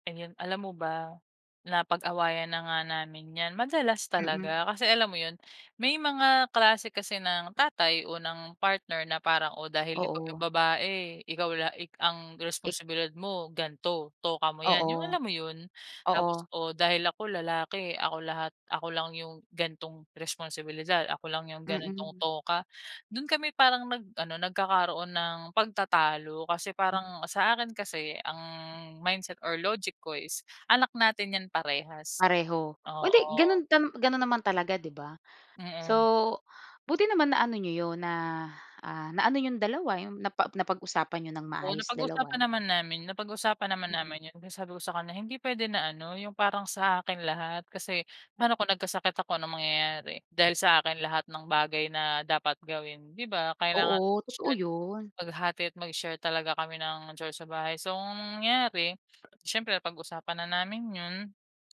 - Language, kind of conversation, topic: Filipino, podcast, Paano mo binabalanse ang trabaho at pamilya?
- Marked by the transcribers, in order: tapping; unintelligible speech